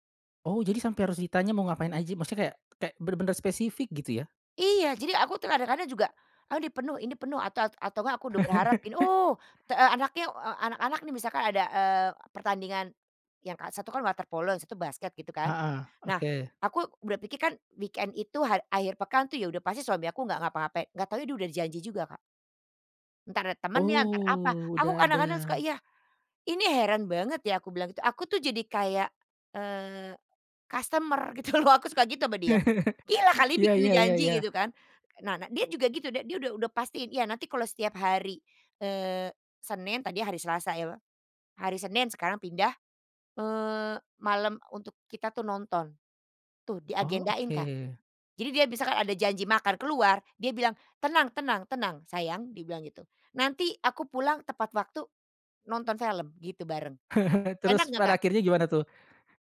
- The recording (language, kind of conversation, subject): Indonesian, podcast, Pernahkah kamu mengalami stereotip budaya, dan bagaimana kamu meresponsnya?
- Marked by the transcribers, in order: chuckle; in English: "water poln"; "polo" said as "poln"; in English: "weekend"; laughing while speaking: "gitu loh"; chuckle; other background noise; chuckle